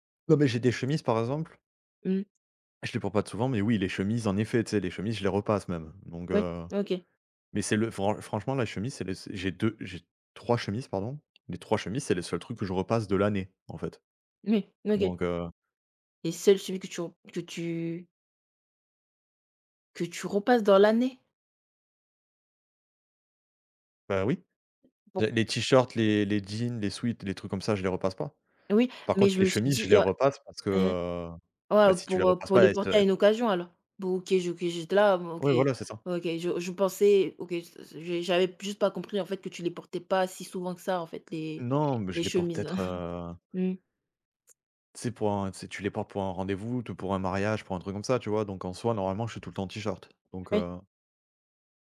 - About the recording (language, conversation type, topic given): French, unstructured, Pourquoi les tâches ménagères semblent-elles toujours s’accumuler ?
- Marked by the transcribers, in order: chuckle